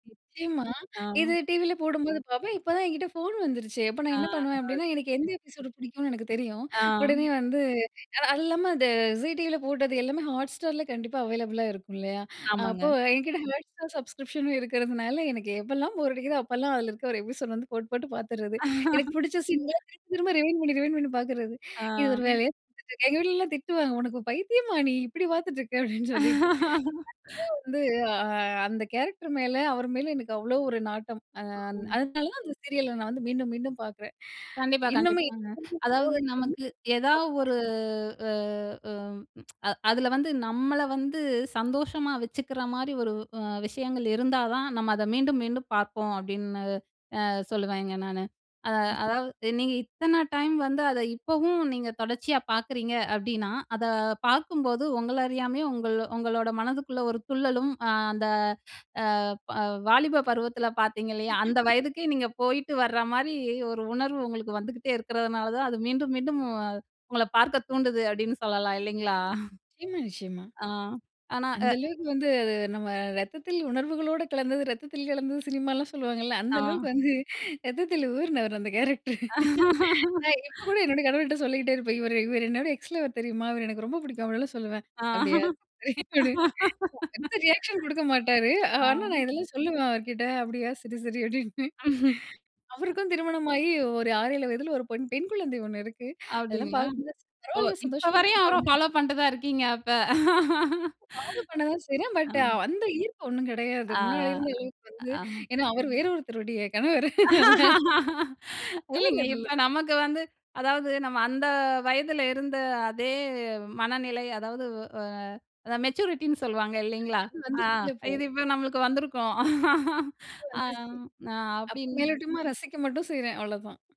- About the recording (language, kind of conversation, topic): Tamil, podcast, தொலைக்காட்சி தொடரொன்று மீண்டும் ஒளிபரப்பப்படும்போது உங்களுக்கு எப்படி உணர்ச்சி ஏற்படுகிறது?
- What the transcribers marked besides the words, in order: in English: "எபிசோடு"; in English: "அவைலபுளா"; in English: "Hotstar சப்ஸ்க்ரிப்ஷனும்"; in English: "எபிசோடு"; laugh; other noise; in English: "ரிவைண்ட்"; in English: "ரிவைண்ட்"; laugh; other background noise; in English: "கேரக்டர்"; tapping; unintelligible speech; laugh; chuckle; in English: "கேரக்டர்"; laugh; in English: "எக்ஸ் லவர்"; unintelligible speech; in English: "ரியாக்ஷன்"; laugh; laughing while speaking: "அப்படியா சரி சரி அப்படின்னு"; laugh; in English: "பட்"; laugh; in English: "மெச்சூரிட்டின்னு"; laugh